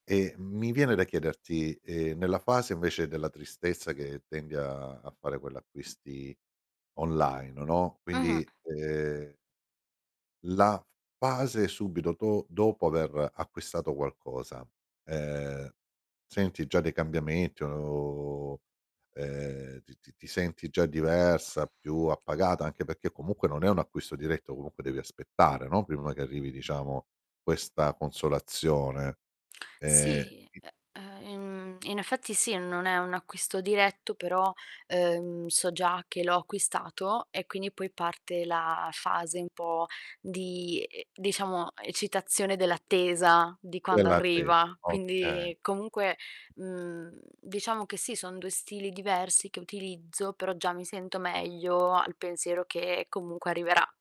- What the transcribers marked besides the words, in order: distorted speech; tapping; "perché" said as "pecchè"; static; unintelligible speech; other background noise
- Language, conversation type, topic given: Italian, advice, Quali impulsi d’acquisto mandano in crisi il tuo budget?